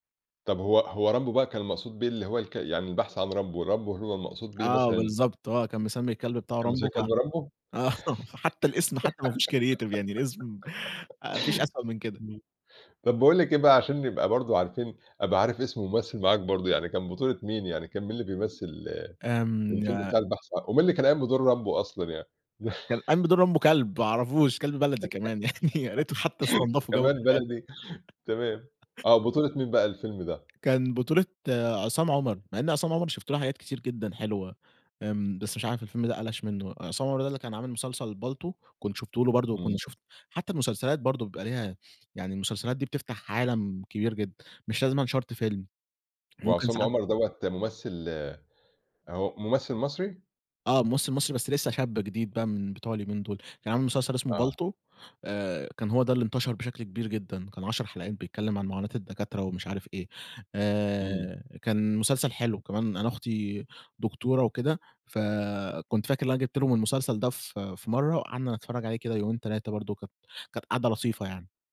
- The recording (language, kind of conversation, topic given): Arabic, podcast, إزاي بتختاروا فيلم للعيلة لما الأذواق بتبقى مختلفة؟
- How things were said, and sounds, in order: tapping; laughing while speaking: "آه"; in English: "creative"; giggle; chuckle; laugh; laughing while speaking: "يعني يا ريته حتى استنضفوا وجابوا من الغالي"; chuckle